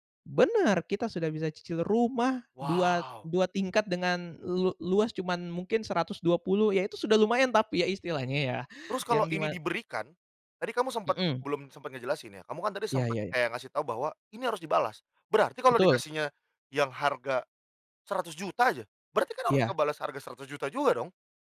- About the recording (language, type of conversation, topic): Indonesian, podcast, Jika kamu boleh mengubah satu tradisi keluarga, tradisi apa yang akan kamu ubah dan mengapa?
- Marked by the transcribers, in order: none